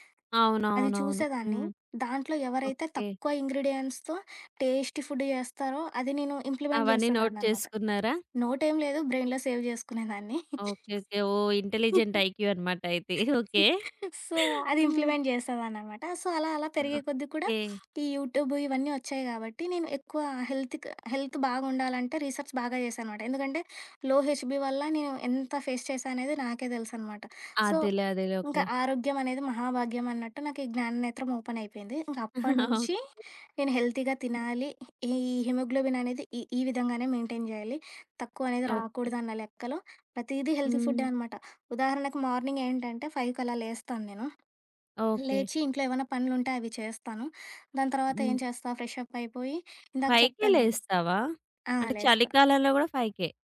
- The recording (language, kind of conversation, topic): Telugu, podcast, ఆరోగ్యవంతమైన ఆహారాన్ని తక్కువ సమయంలో తయారుచేయడానికి మీ చిట్కాలు ఏమిటి?
- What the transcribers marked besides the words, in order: in English: "ఇంగ్రీడియెంట్స్‌తో టేస్టి ఫుడ్"; in English: "ఇంప్లిమెంట్"; in English: "నోట్"; in English: "నోట్"; in English: "బ్రెయిన్‌లో సేవ్"; other background noise; laugh; in English: "సో"; in English: "ఇంటెలిజెంట్ ఐక్యూ"; in English: "ఇంప్లిమెంట్"; in English: "సో"; chuckle; in English: "యూట్యూబ్"; in English: "హెల్త్‌కి హెల్త్"; tapping; in English: "రీసెర్చ్"; in English: "లో హెచ్‌బి"; in English: "ఫేస్"; in English: "సో"; in English: "ఓపెన్"; chuckle; in English: "హెల్తీగా"; in English: "హిమోగ్లోబిన్"; in English: "మెయింటైన్"; in English: "హెల్తీ ఫుడ్డే"; in English: "మార్నింగ్"; in English: "ఫైవ్"; in English: "ఫ్రెష్ అప్"; in English: "ఫైవ్‌కె?"